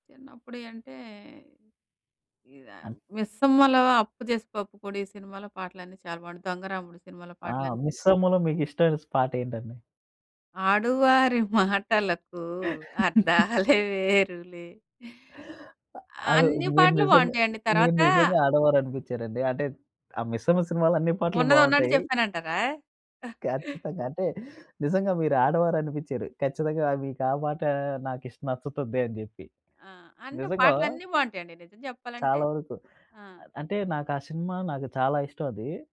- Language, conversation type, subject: Telugu, podcast, ఏ పాట వినగానే మీకు వెంటనే చిన్నతనపు జ్ఞాపకాలు గుర్తుకొస్తాయి?
- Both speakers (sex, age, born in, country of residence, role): female, 40-44, India, India, guest; male, 25-29, India, India, host
- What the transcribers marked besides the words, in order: singing: "ఆడువారి మాటలకూ అర్థాలే వేరులే"; laughing while speaking: "ఆడువారి మాటలకూ అర్థాలే వేరులే"; laugh; other noise; other background noise